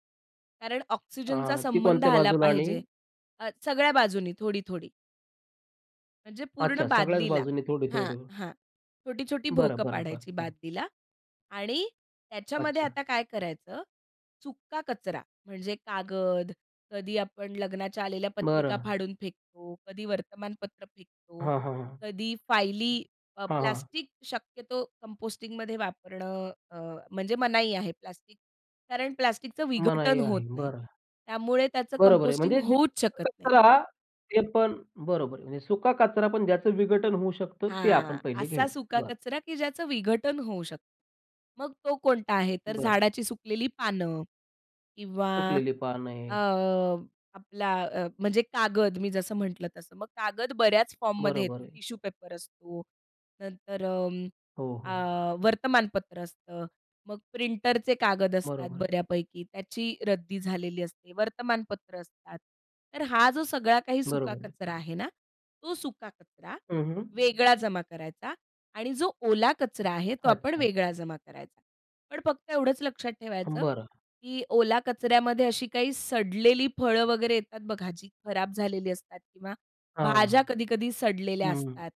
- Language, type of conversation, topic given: Marathi, podcast, घरात कंपोस्टिंग सुरू करायचं असेल, तर तुम्ही कोणता सल्ला द्याल?
- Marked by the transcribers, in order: tapping; in English: "कंपोस्टिंग"; unintelligible speech; in English: "टिश्यू पेपर"